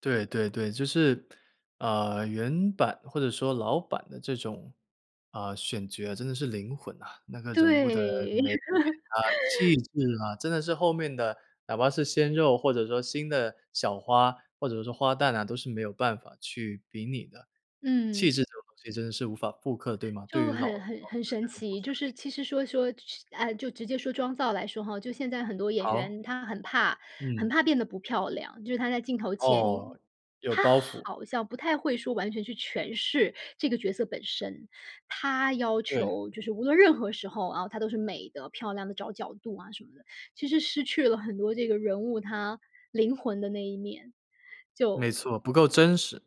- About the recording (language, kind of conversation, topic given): Chinese, podcast, 为什么老故事总会被一再翻拍和改编？
- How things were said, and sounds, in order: laugh